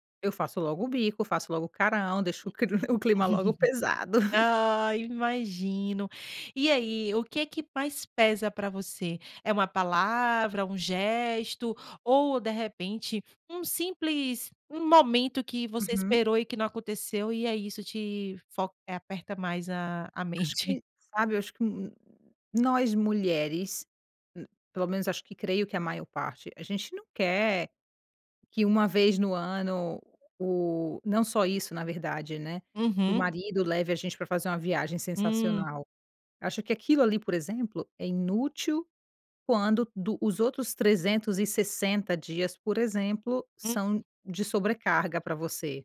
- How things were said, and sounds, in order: chuckle
- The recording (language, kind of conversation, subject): Portuguese, podcast, Como lidar quando o apoio esperado não aparece?